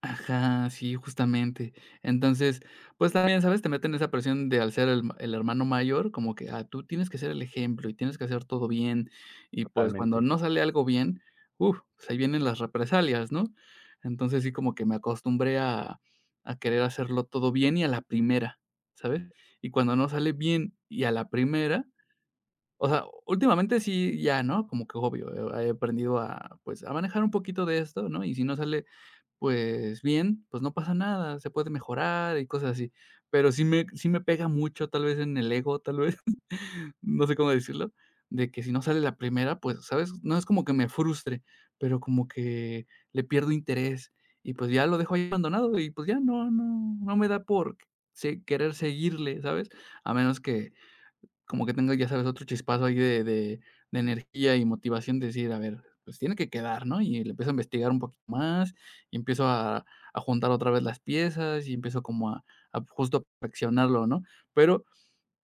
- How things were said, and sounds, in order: chuckle
- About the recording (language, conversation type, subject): Spanish, advice, ¿Cómo puedo superar la parálisis por perfeccionismo que me impide avanzar con mis ideas?